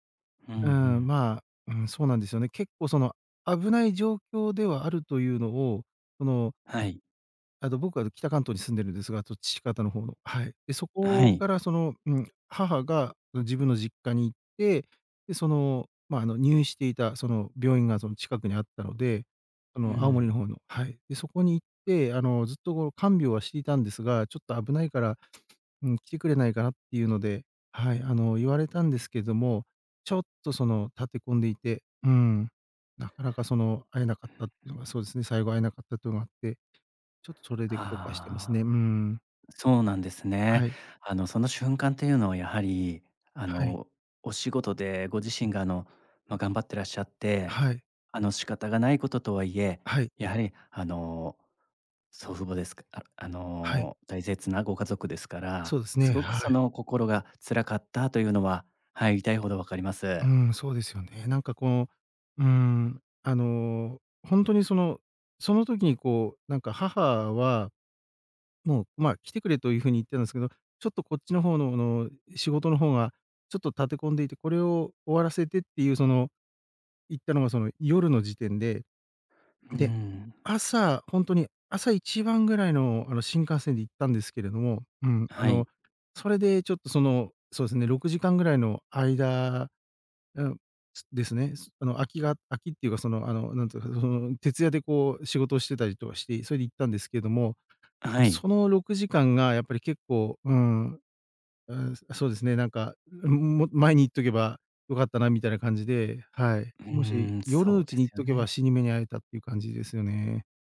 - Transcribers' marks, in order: other background noise
- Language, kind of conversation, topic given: Japanese, advice, 過去の出来事を何度も思い出して落ち込んでしまうのは、どうしたらよいですか？